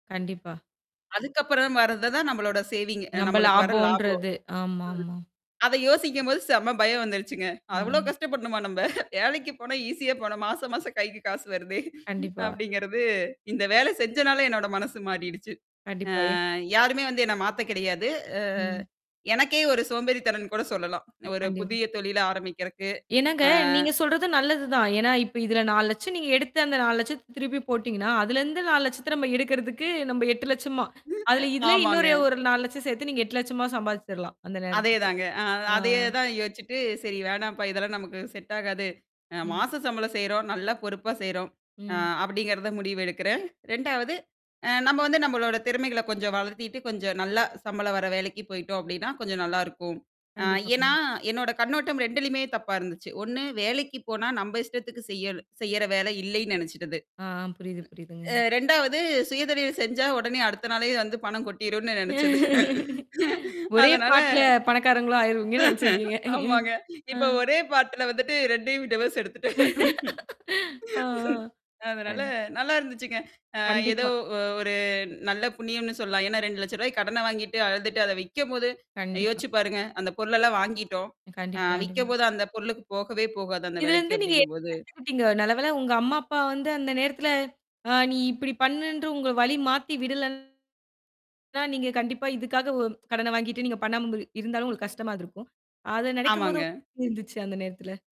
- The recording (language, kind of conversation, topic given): Tamil, podcast, சுய தொழில் தொடங்கலாமா, இல்லையா வேலையைத் தொடரலாமா என்ற முடிவை நீங்கள் எப்படி எடுத்தீர்கள்?
- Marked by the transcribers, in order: in English: "சேவிங்"; distorted speech; giggle; in English: "ஈஸியா"; other background noise; giggle; other noise; drawn out: "அ"; tapping; drawn out: "அ"; hiccup; laugh; laugh; laughing while speaking: "ஆமாங்க"; laughing while speaking: "ம்"; in English: "டிவோஸ்"; laugh